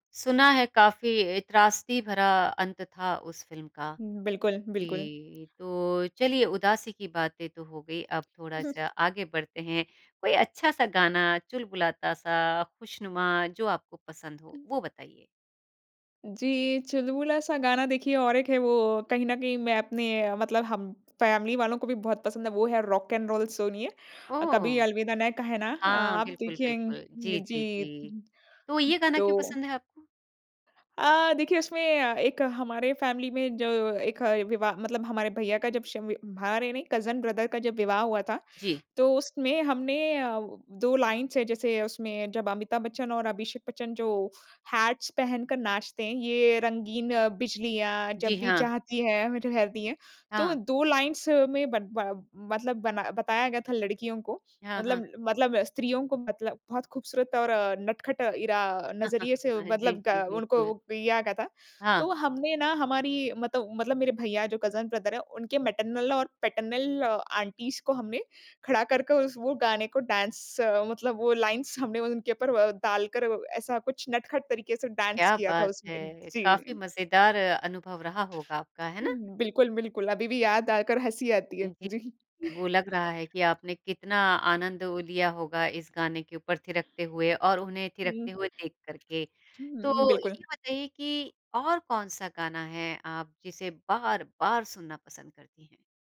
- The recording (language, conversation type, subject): Hindi, podcast, आपको कौन-सा गाना बार-बार सुनने का मन करता है और क्यों?
- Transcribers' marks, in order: other background noise; in English: "फैमिली"; in English: "फैमिली"; in English: "कज़न ब्रदर"; in English: "लाइन्स"; in English: "हैट्स"; in English: "लाइन्स"; laugh; laughing while speaking: "हाँ, जी, जी"; in English: "कज़न ब्रदर"; in English: "मैटरनल"; in English: "पैटर्नल आंटीज़"; in English: "डांस"; in English: "लाइन्स"; in English: "डांस"